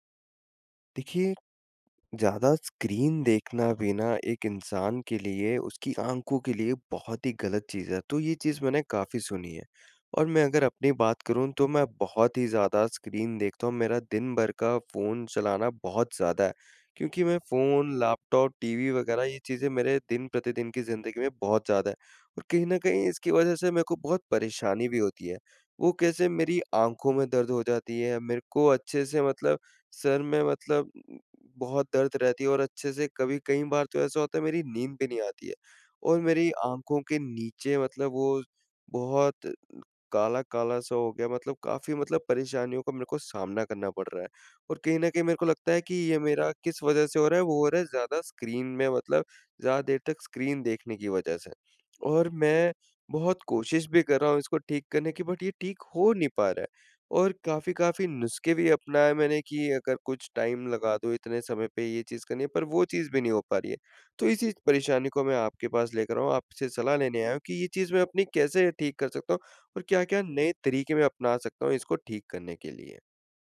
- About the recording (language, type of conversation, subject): Hindi, advice, स्क्रीन देर तक देखने के बाद नींद न आने की समस्या
- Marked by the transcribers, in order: in English: "बट"; in English: "टाइम"